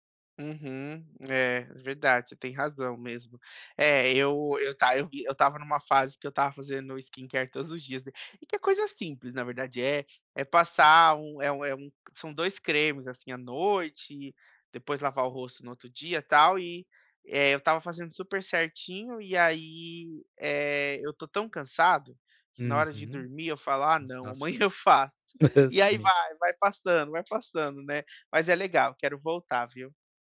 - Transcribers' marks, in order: in English: "skincare"; tapping; chuckle
- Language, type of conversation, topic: Portuguese, advice, Como posso equilibrar minhas ambições com o autocuidado sem me esgotar?